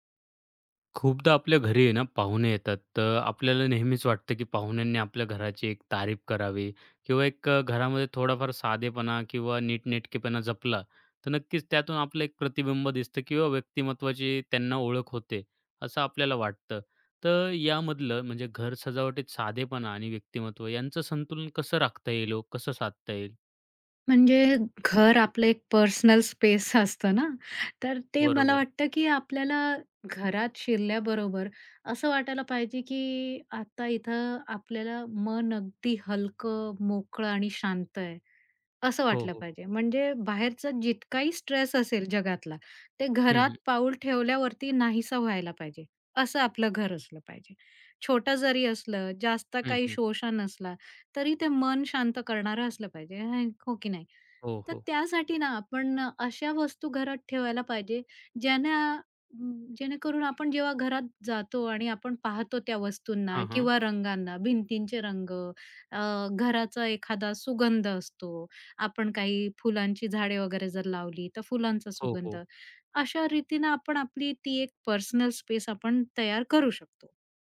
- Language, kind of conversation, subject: Marathi, podcast, घर सजावटीत साधेपणा आणि व्यक्तिमत्त्व यांचे संतुलन कसे साधावे?
- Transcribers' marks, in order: in Hindi: "तारीफ"; tapping; in English: "पर्सनल स्पेस"; unintelligible speech; in English: "पर्सनल स्पेस"